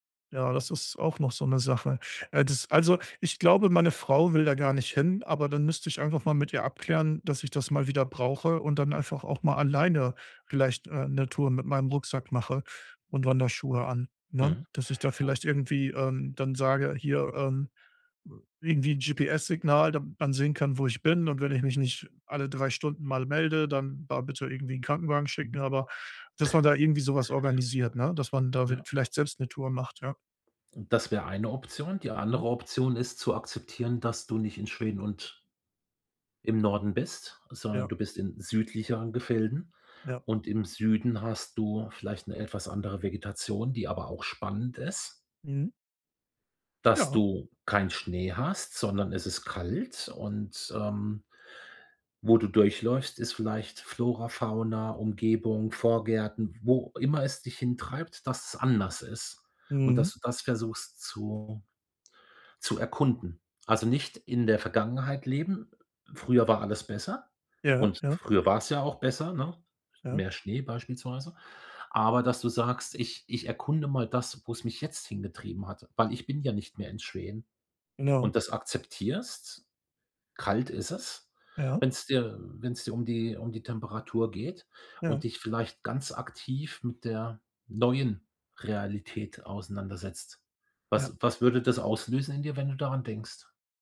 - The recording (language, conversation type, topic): German, advice, Wie kann ich mich an ein neues Klima und Wetter gewöhnen?
- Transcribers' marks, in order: chuckle; joyful: "Ja"